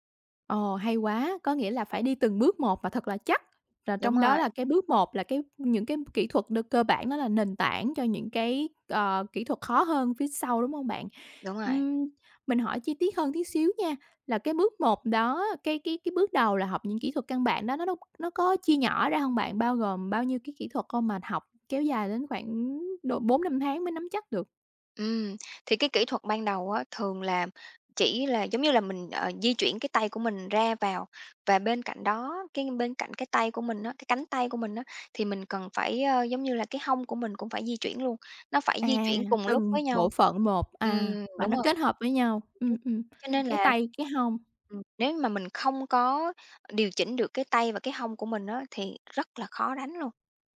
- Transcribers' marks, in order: tapping; other background noise; unintelligible speech
- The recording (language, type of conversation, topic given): Vietnamese, podcast, Bạn có mẹo nào dành cho người mới bắt đầu không?